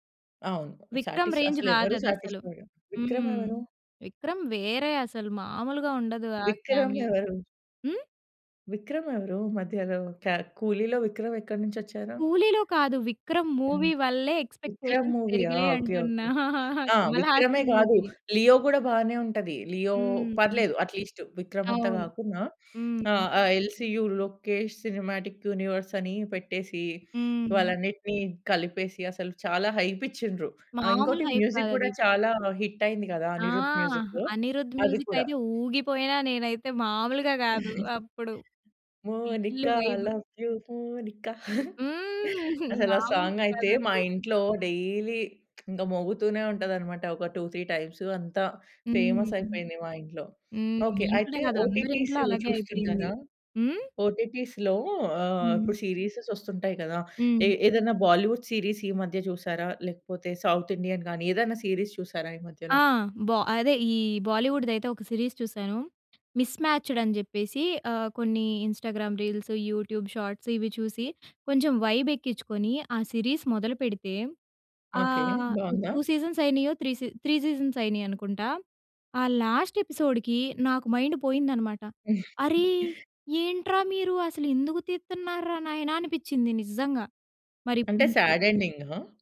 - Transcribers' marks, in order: in English: "సాటిస్ఫై"; in English: "రేంజ్"; in English: "సాటిస్ఫైడ్"; in English: "కామియో"; tapping; in English: "మూవీ"; in English: "ఎక్స్‌పెక్టేషన్స్"; chuckle; in English: "మూవీ"; in English: "సినిమాటిక్ యూనివర్స్"; in English: "హైప్"; in English: "మ్యూజిక్"; in English: "హైప్"; in English: "హిట్"; in English: "మ్యూజిక్"; chuckle; in English: "మోనిక లవ్ యూ మోనిక"; singing: "మోనిక లవ్ యూ మోనిక"; in English: "ఫుల్ వైబ్"; chuckle; in English: "సాంగ్"; in English: "డైలీ"; in English: "టూ త్రీ"; in English: "ఫేమస్"; in English: "ఓటిటీస్"; in English: "ఓటిటీస్‌లో"; in English: "సీరీసస్"; in English: "బాలీవుడ్ సీరీస్"; in English: "సౌత్ ఇండియన్"; in English: "సీరీస్"; in English: "సిరీస్"; in English: "ఇంస్టాగ్రామ్ రీల్స్, యూట్యూబ్ షార్ట్స్"; in English: "వైబ్"; in English: "సిరీస్"; in English: "టూ సీజన్స్"; in English: "లాస్ట్ ఎపిసోడ్‌కి"; in English: "మైండ్"; chuckle; put-on voice: "అరే ఏంట్రా మీరు అసలు ఎందుకు తీతున్నారా నాయనా?"; in English: "సాడ్ ఎండింగ్‌గా?"
- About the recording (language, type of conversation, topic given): Telugu, podcast, స్థానిక సినిమా మరియు బోలీవుడ్ సినిమాల వల్ల సమాజంపై పడుతున్న ప్రభావం ఎలా మారుతోందని మీకు అనిపిస్తుంది?